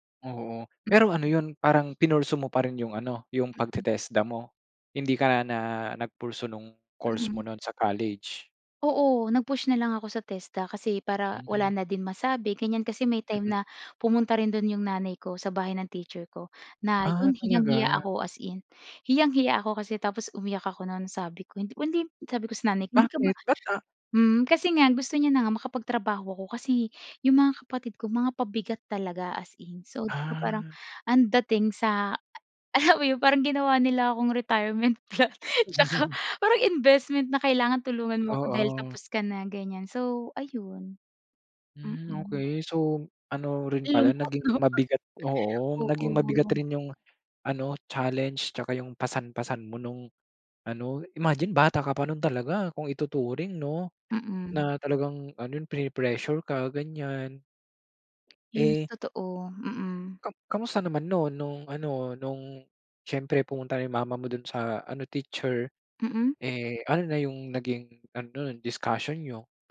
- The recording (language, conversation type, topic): Filipino, podcast, Sino ang tumulong sa’yo na magbago, at paano niya ito nagawa?
- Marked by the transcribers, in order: tapping; other background noise; laughing while speaking: "alam mo 'yon"; chuckle; laughing while speaking: "plan, tsaka"; laughing while speaking: "'no?"